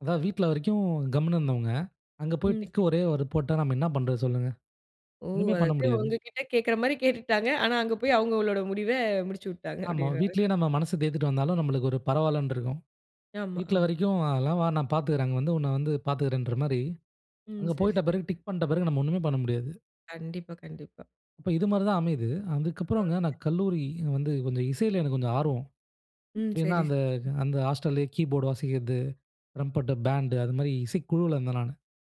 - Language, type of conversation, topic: Tamil, podcast, குடும்பம் உங்கள் முடிவுக்கு எப்படி பதிலளித்தது?
- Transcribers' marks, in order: "வீட்டில" said as "வீட்ல"; in English: "டிக்"; put-on voice: "ஓ! அதாவது ஒங்ககிட்ட கேட்கிற மாரி … முடிவ முடிச்சு விட்டாங்க"; unintelligible speech; in English: "டிக்"; unintelligible speech; in English: "ஹாஸ்டல்லயே கீபோர்டு"; other background noise; in English: "ரம்பட்ட பேண்டு"